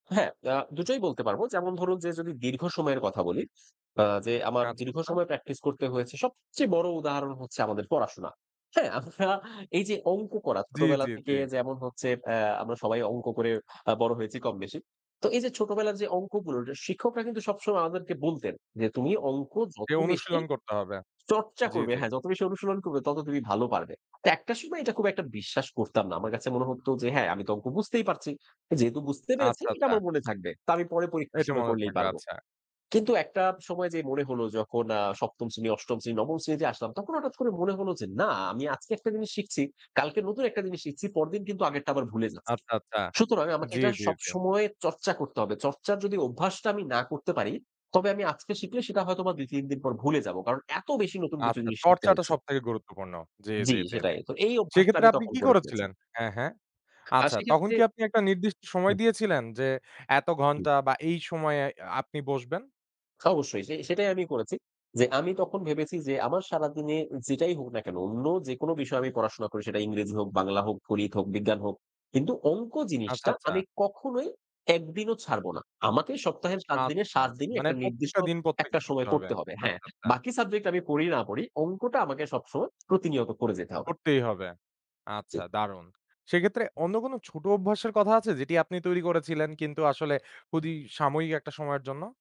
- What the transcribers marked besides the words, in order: in English: "practice"; stressed: "সবচেয়ে"; scoff; stressed: "চর্চা"; stressed: "চর্চা"; anticipating: "এক দিনও ছাড়ব না"; tapping; "খুবই" said as "খুদই"
- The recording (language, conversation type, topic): Bengali, podcast, নতুন অভ্যাস গড়ে তোলার জন্য আপনার পদ্ধতি কী?